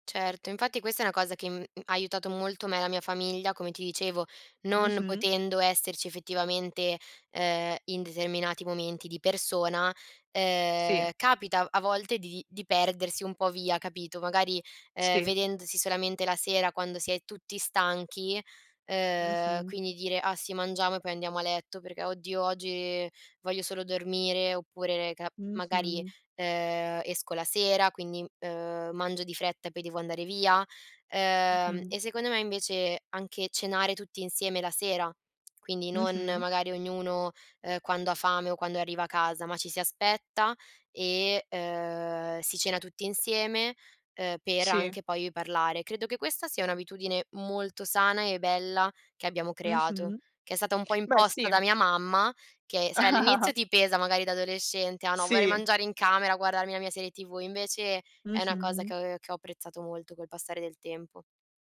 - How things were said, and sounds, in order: chuckle
- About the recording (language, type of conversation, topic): Italian, podcast, Come si costruisce la fiducia tra i membri della famiglia?